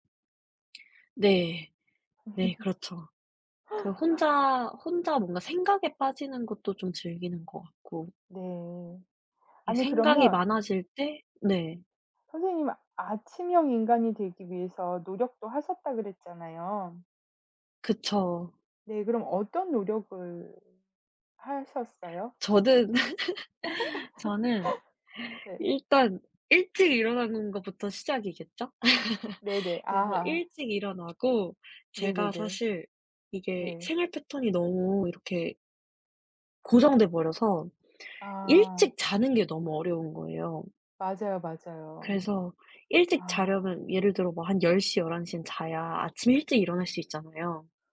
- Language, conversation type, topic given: Korean, unstructured, 아침형 인간과 저녁형 인간 중 어느 쪽이 더 매력적이라고 생각하나요?
- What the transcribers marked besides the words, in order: laugh; laugh; laugh